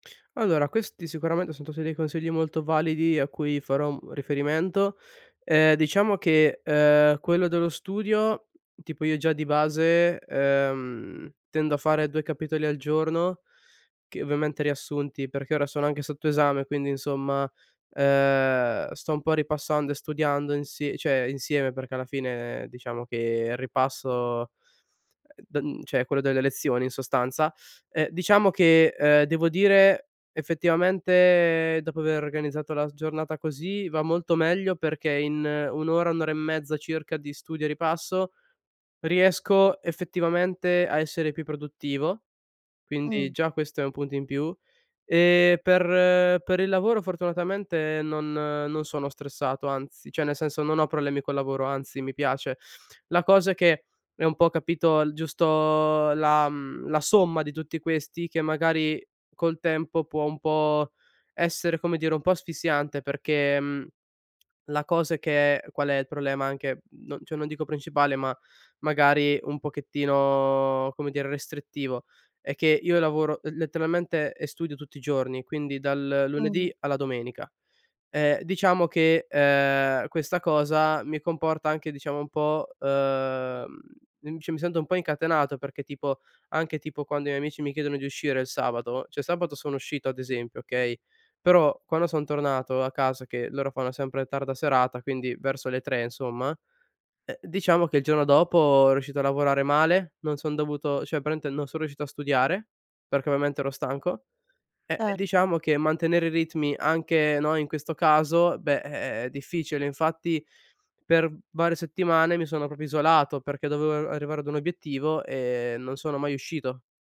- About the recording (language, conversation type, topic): Italian, advice, Come posso riconoscere il burnout e capire quali sono i primi passi per recuperare?
- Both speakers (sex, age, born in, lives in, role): female, 30-34, Italy, Italy, advisor; male, 20-24, Italy, Italy, user
- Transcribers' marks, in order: "cioè" said as "ceh"; "cioè" said as "ceh"; "cioè" said as "ceh"; "cioè" said as "ceh"; "cioè" said as "ceh"; "cioè" said as "ceh"